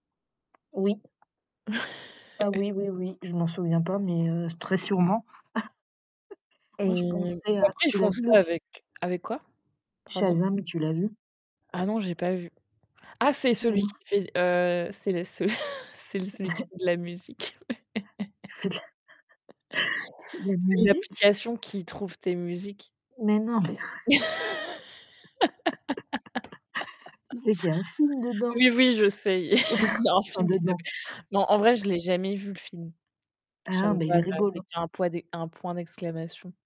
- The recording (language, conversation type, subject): French, unstructured, Préféreriez-vous être le héros d’un livre ou le méchant d’un film ?
- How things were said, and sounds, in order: static; tapping; chuckle; chuckle; distorted speech; chuckle; laughing while speaking: "C'est de la"; laugh; chuckle; laugh; chuckle; chuckle; chuckle